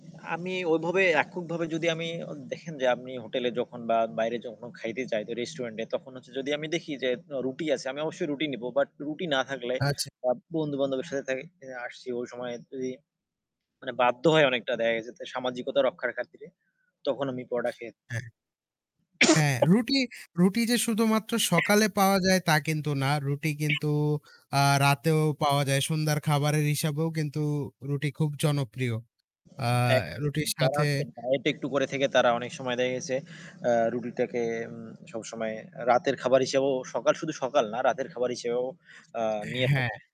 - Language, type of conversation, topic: Bengali, unstructured, সকালের নাস্তায় রুটি নাকি পরোটা—আপনার কোনটি বেশি পছন্দ?
- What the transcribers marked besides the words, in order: static; tapping; sneeze; cough; cough